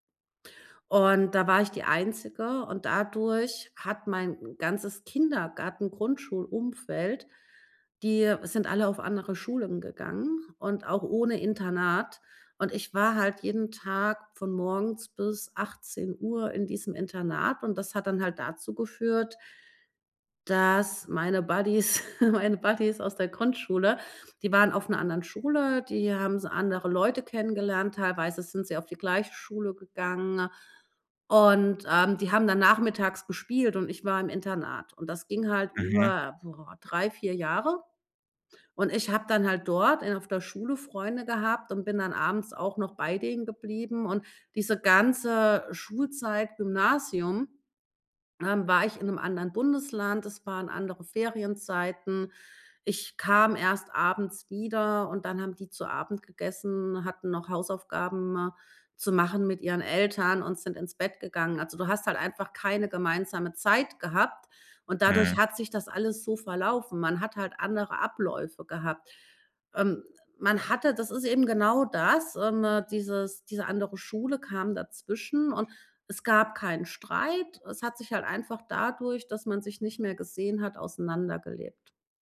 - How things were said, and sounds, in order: in English: "Buddies"; chuckle; in English: "Buddies"
- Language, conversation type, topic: German, podcast, Wie baust du langfristige Freundschaften auf, statt nur Bekanntschaften?
- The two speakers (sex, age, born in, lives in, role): female, 40-44, Germany, Germany, guest; male, 25-29, Germany, Germany, host